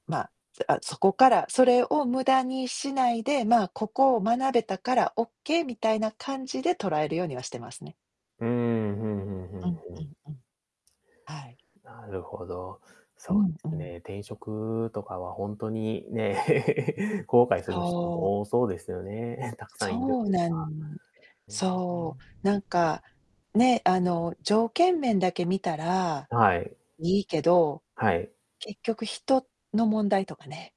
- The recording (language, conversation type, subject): Japanese, podcast, 大事な選択で後悔しないためのコツはありますか？
- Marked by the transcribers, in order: static; distorted speech; laugh